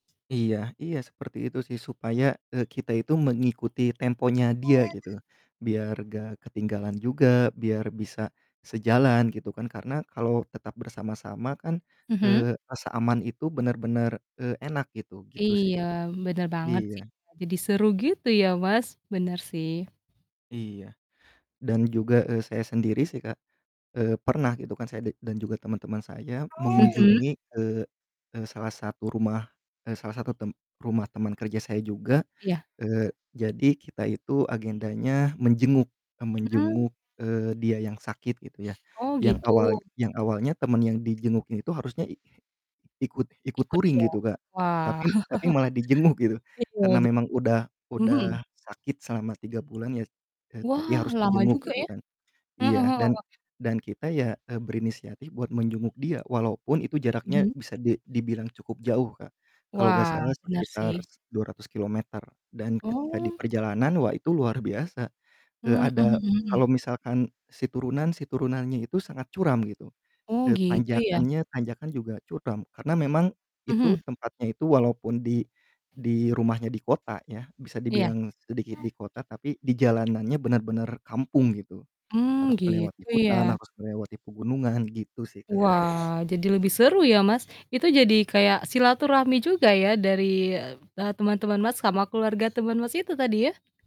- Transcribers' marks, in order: other background noise; static; distorted speech; tapping; in English: "touring"; chuckle
- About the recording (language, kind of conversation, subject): Indonesian, podcast, Apa pengalaman perjalanan yang paling berkesan buat kamu?
- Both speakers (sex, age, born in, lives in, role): female, 25-29, Indonesia, Indonesia, host; male, 30-34, Indonesia, Indonesia, guest